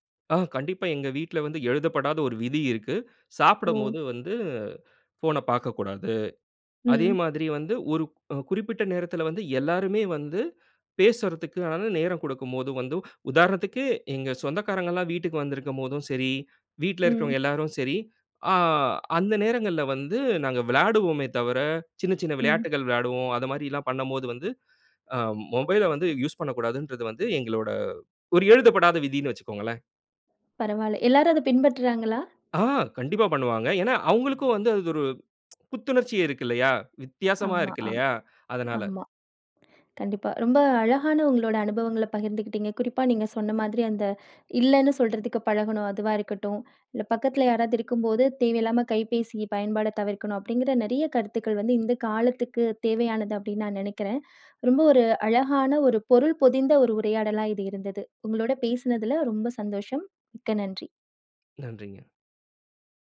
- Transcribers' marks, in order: other background noise
- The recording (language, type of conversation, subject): Tamil, podcast, வேலை-வீட்டு சமநிலையை நீங்கள் எப்படிக் காப்பாற்றுகிறீர்கள்?